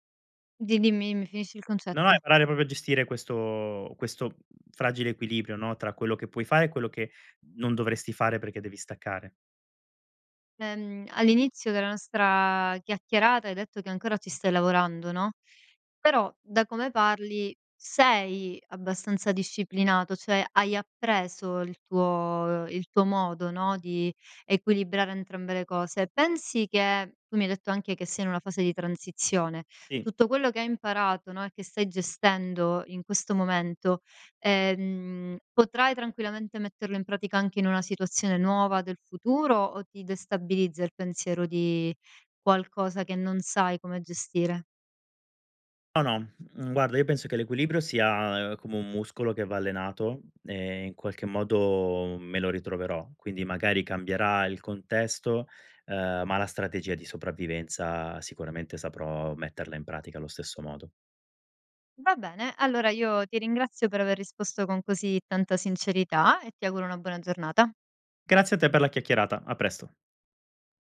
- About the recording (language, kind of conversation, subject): Italian, podcast, Cosa fai per mantenere l'equilibrio tra lavoro e vita privata?
- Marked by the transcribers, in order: "proprio" said as "propio"; other background noise